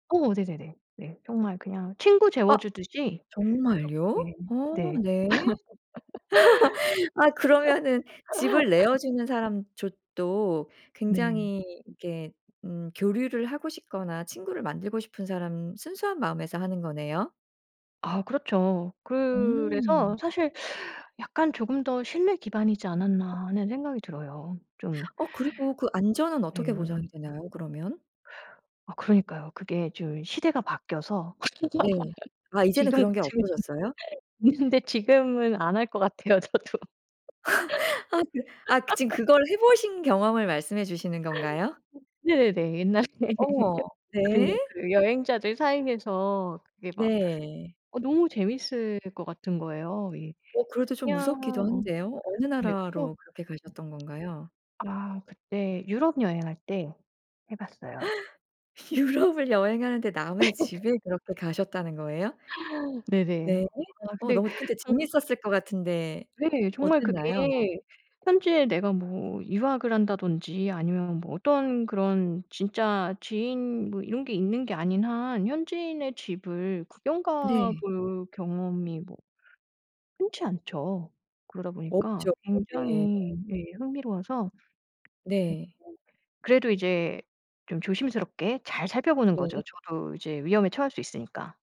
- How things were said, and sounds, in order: laugh; laugh; tapping; laugh; laugh; laughing while speaking: "저도"; laugh; laugh; laughing while speaking: "옛날에 해 봤거든요"; other background noise; gasp; laughing while speaking: "유럽을"; laugh; unintelligible speech
- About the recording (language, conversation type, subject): Korean, podcast, 여행 중에 겪은 작은 친절의 순간을 들려주실 수 있나요?